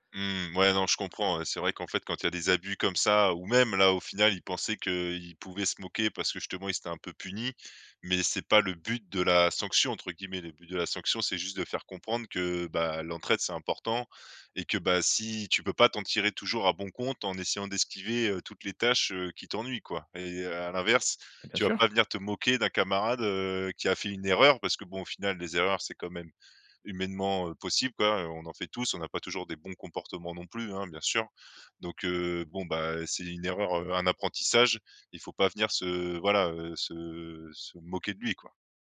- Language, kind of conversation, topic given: French, podcast, Comment apprendre à poser des limites sans se sentir coupable ?
- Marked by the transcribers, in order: none